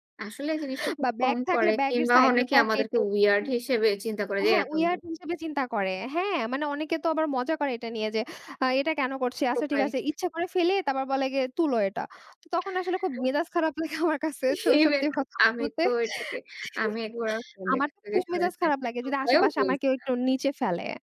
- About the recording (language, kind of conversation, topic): Bengali, unstructured, আপনি কি মনে করেন, পর্যটন শিল্প আমাদের সংস্কৃতি নষ্ট করছে?
- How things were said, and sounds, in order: other background noise; tapping; laughing while speaking: "সেই ব্যাগ"; laughing while speaking: "লাগে আমার কাছে স সত্যি কথা বলতে"; chuckle